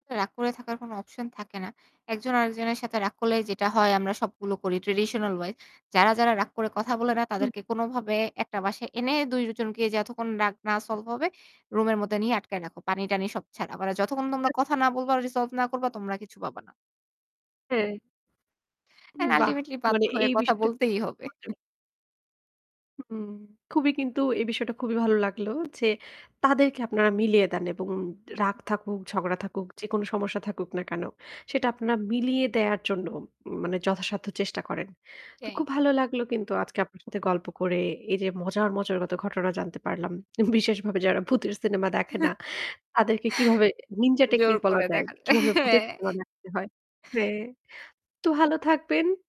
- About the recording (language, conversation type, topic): Bengali, podcast, পরিবারের সবাই মিলে বাড়িতে দেখা কোন সিনেমাটা আজও আপনাকে নাড়া দেয়?
- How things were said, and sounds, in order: other noise; unintelligible speech; scoff; static; unintelligible speech; laughing while speaking: "বিশেষভাবে"; laugh; laughing while speaking: "হ্যা"